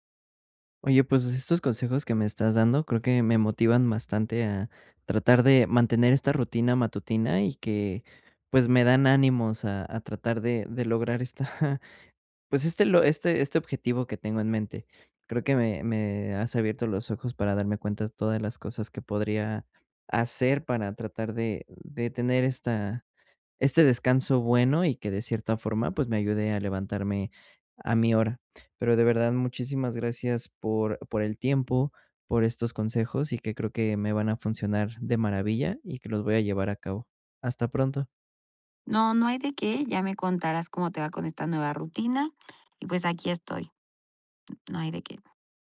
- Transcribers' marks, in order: laughing while speaking: "esta"
- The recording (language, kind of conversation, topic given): Spanish, advice, ¿Cómo puedo despertar con más energía por las mañanas?